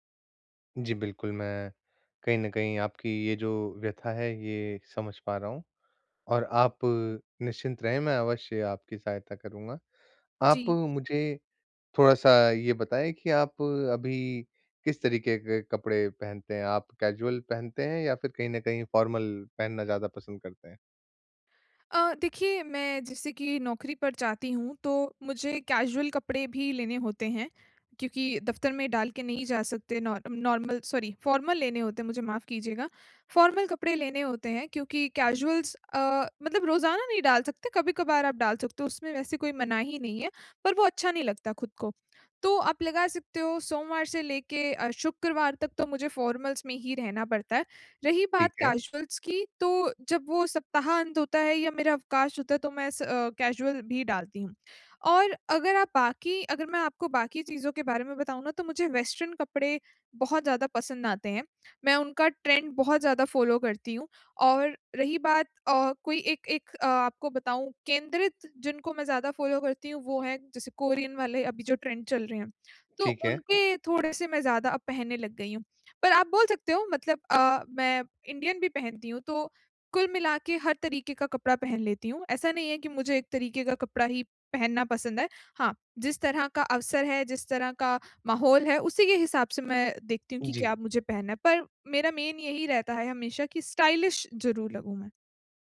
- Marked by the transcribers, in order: in English: "कैज़ुअल"; in English: "फ़ॉर्मल"; in English: "कैज़ुअल"; in English: "नॉ नॉर्मल सॉरी फ़ॉर्मल"; in English: "फ़ॉर्मल"; in English: "कैज़ुअल्स"; in English: "फ़ॉर्मल्स"; in English: "कैज़ुअल्स"; in English: "कैज़ुअल"; in English: "वेस्टर्न"; in English: "ट्रेंड"; in English: "फ़ॉलो"; in English: "फ़ॉलो"; in English: "ट्रेंड"; in English: "इंडियन"; in English: "मेन"; in English: "स्टाइलिश"
- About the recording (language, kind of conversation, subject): Hindi, advice, कम बजट में स्टाइलिश दिखने के आसान तरीके